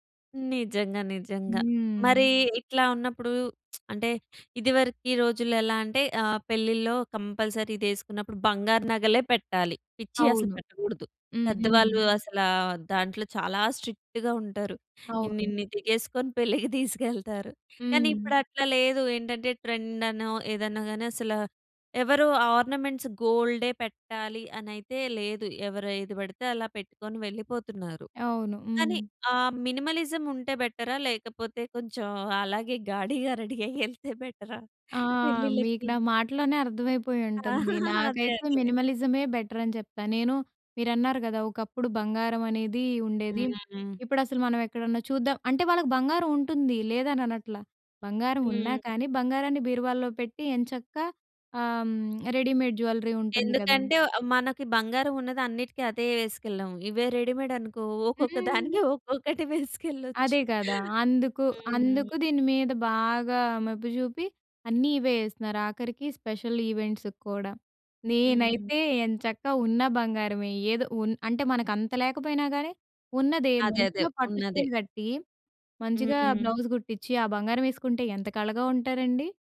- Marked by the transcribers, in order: lip smack; in English: "కంపల్సరీ"; other background noise; tapping; in English: "స్ట్రిక్ట్‌గా"; chuckle; in English: "ట్రెండ్"; in English: "ఆర్నమెంట్స్"; in English: "మినిమలిజం"; in English: "బెట‌రా?"; laughing while speaking: "గాడిగా రెడీ అయ్యి యేళ్తే బెట‌రా"; in English: "రెడీ"; laughing while speaking: "అదే. అదే"; in English: "బెటర్"; in English: "రెడీమేడ్ జ్యువెల్లరీ"; in English: "రెడీమేడ్"; chuckle; in English: "స్పెషల్ ఈవెంట్స్"; in English: "బ్లౌజ్"
- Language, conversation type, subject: Telugu, podcast, సౌకర్యం కంటే స్టైల్‌కి మీరు ముందుగా ఎంత ప్రాధాన్యం ఇస్తారు?